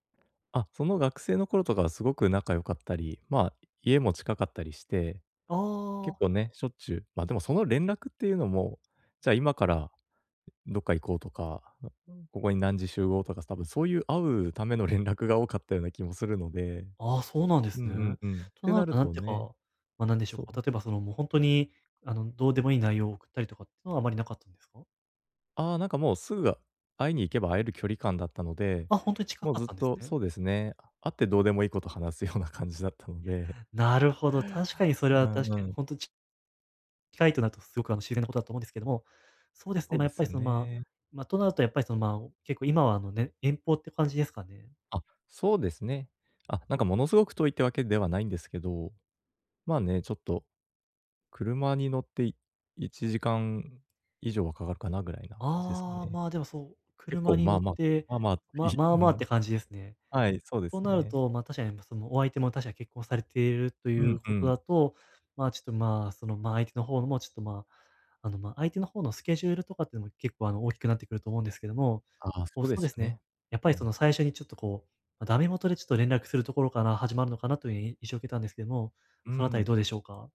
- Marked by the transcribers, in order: other noise; laughing while speaking: "ような感じだったので"
- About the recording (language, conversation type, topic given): Japanese, advice, 友達との連絡が減って距離を感じるとき、どう向き合えばいいですか?